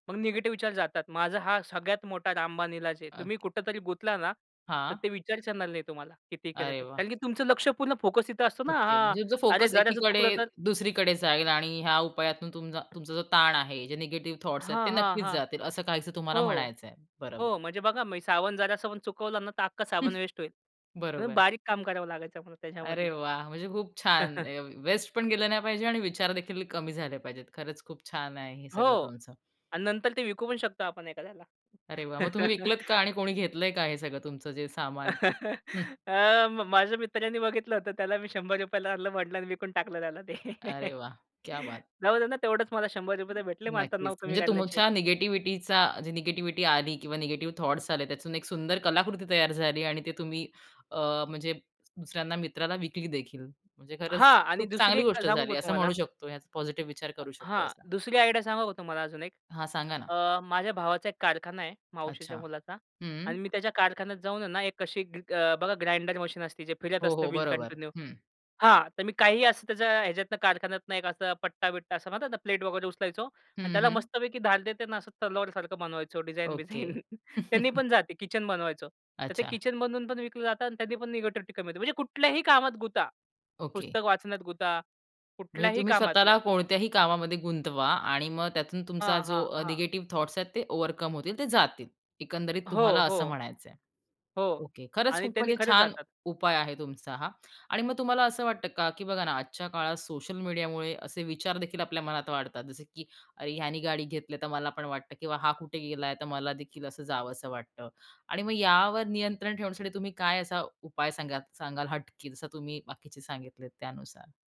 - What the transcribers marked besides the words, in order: tapping; in English: "थॉटस"; other background noise; chuckle; chuckle; laugh; chuckle; laughing while speaking: "अ, म माझ्या मित्रानी बघितलं … टाकलं त्याला ते"; chuckle; in Hindi: "क्या बात"; other noise; in English: "थॉटस"; in English: "आयडिया"; in English: "कंटिन्यू"; laughing while speaking: "बिझाइन"; chuckle; in English: "थॉटस"
- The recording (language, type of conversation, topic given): Marathi, podcast, नकारात्मक विचार मनात आले की तुम्ही काय करता?